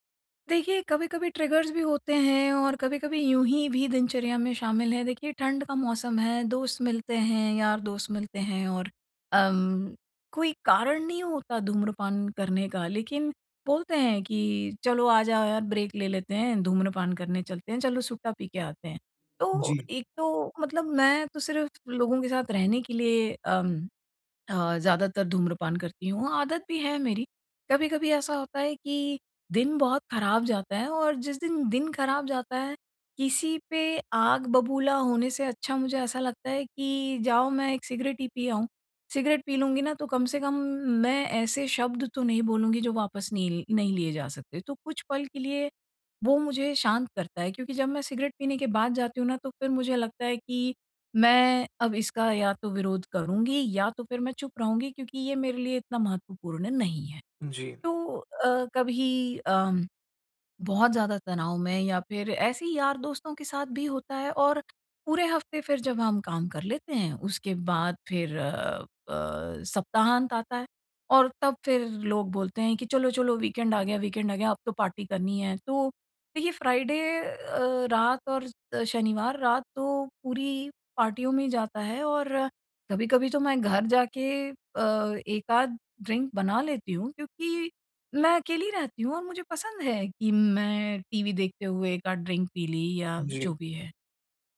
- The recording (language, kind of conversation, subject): Hindi, advice, पुरानी आदतों को धीरे-धीरे बदलकर नई आदतें कैसे बना सकता/सकती हूँ?
- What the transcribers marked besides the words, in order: in English: "ट्रिगर्स"; in English: "ब्रेक"; tapping; in English: "वीकेंड"; in English: "वीकेंड"; in English: "पार्टी"; in English: "फ्राइडे"; in English: "ड्रिंक"; in English: "टीवी"; in English: "ड्रिंक"